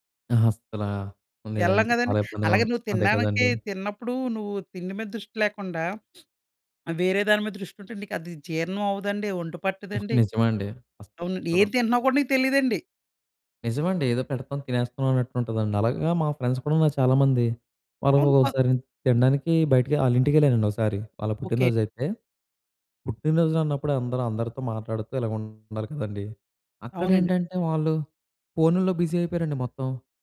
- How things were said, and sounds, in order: sniff; in English: "ఫ్రెండ్స్"; in English: "బిజీ"
- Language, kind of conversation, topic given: Telugu, podcast, స్క్రీన్ టైమ్‌కు కుటుంబ రూల్స్ ఎలా పెట్టాలి?